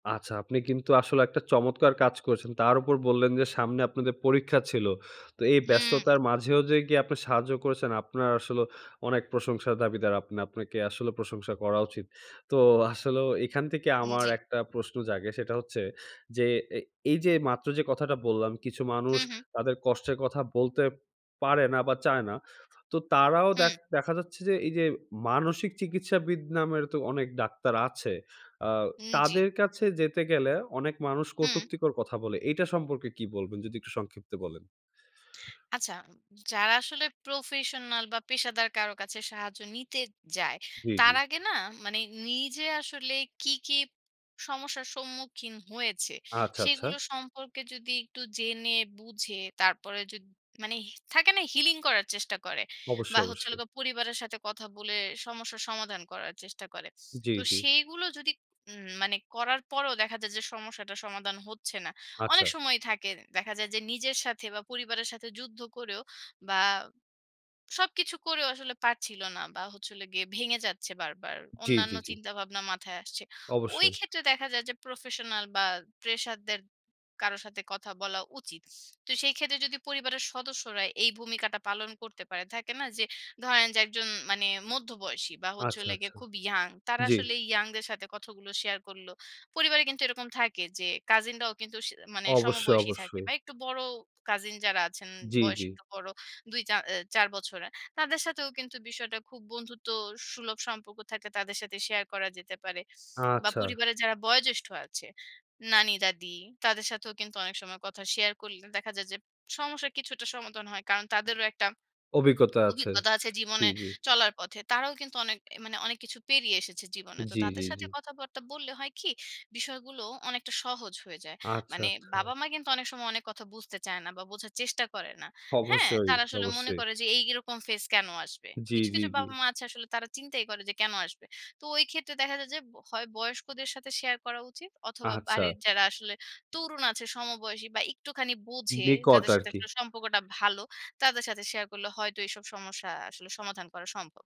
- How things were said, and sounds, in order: scoff; tapping
- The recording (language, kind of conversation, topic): Bengali, podcast, কঠিন সময় আপনি কীভাবে সামলে নেন?